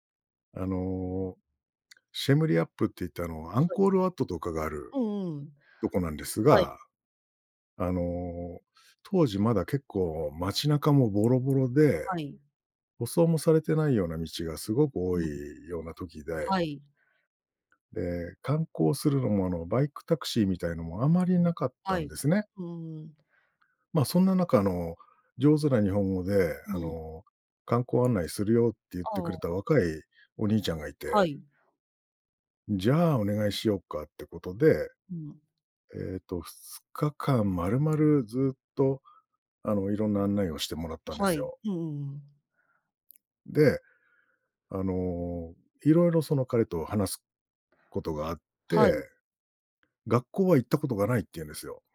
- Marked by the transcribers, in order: unintelligible speech
- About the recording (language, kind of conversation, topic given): Japanese, podcast, 旅をきっかけに人生観が変わった場所はありますか？